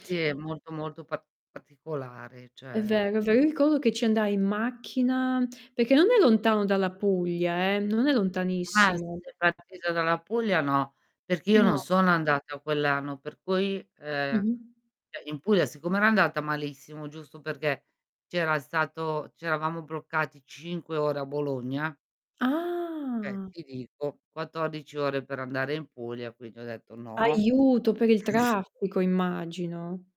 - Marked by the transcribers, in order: "particolare" said as "paticolare"; "cioè" said as "ceh"; tapping; "perché" said as "peché"; distorted speech; "cioè" said as "ceh"; drawn out: "Ah"; chuckle
- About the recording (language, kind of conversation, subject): Italian, unstructured, Qual è il viaggio più bello che hai mai fatto?